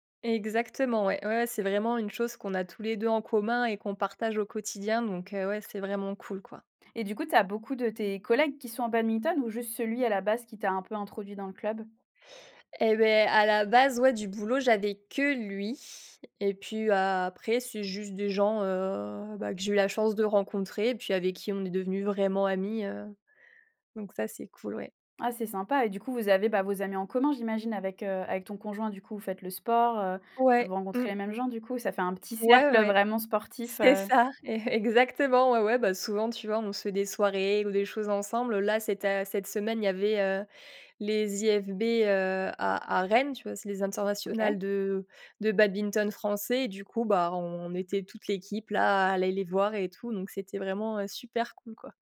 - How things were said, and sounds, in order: stressed: "que"; other background noise; stressed: "sport"; stressed: "cercle"; laughing while speaking: "c'est ça, é-exactement"
- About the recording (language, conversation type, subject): French, podcast, Quel passe-temps t’occupe le plus ces derniers temps ?